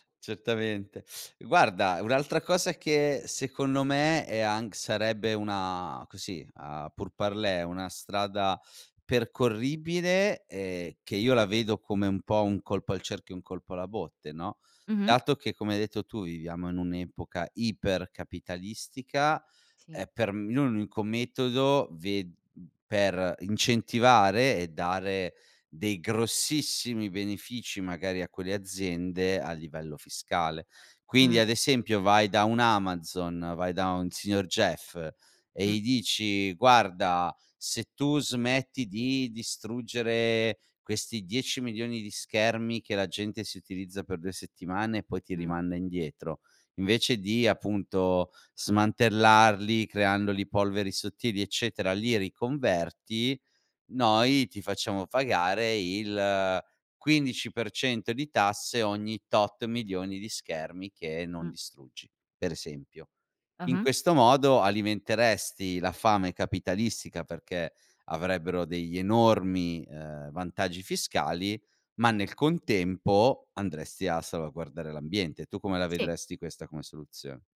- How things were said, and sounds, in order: none
- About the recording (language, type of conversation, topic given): Italian, podcast, Quali piccoli gesti fai davvero per ridurre i rifiuti?